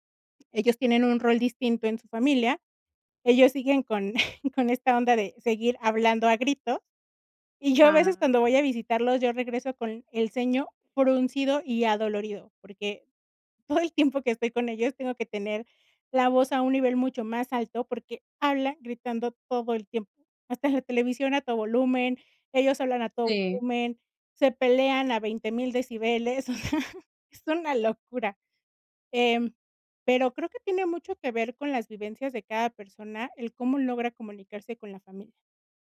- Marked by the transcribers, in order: chuckle; laughing while speaking: "todo el tiempo"; chuckle
- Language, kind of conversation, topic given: Spanish, podcast, ¿Cómo describirías una buena comunicación familiar?